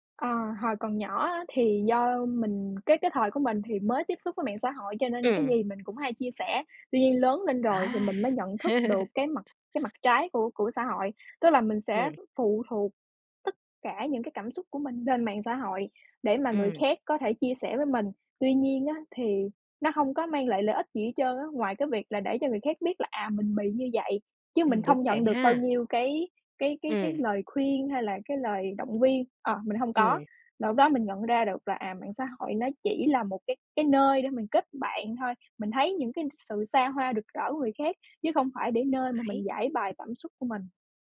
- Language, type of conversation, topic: Vietnamese, podcast, Khi gặp thất bại, bạn thường làm gì để vực dậy?
- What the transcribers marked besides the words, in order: tapping; laugh; other background noise